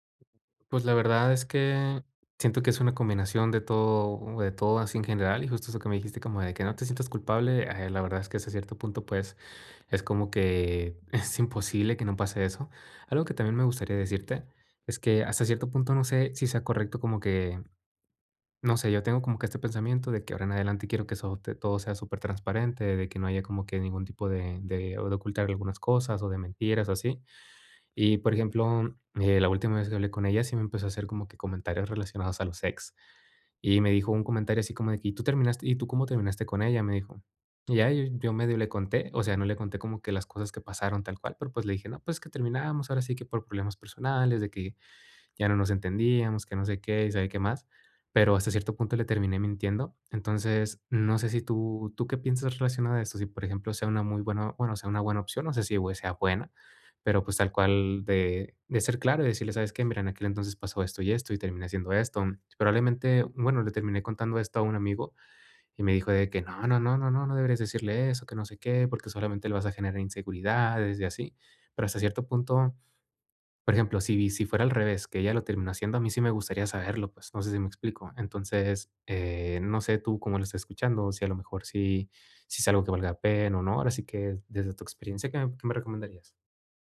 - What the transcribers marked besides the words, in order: laughing while speaking: "es imposible"
- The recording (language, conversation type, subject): Spanish, advice, ¿Cómo puedo aprender de mis errores sin culparme?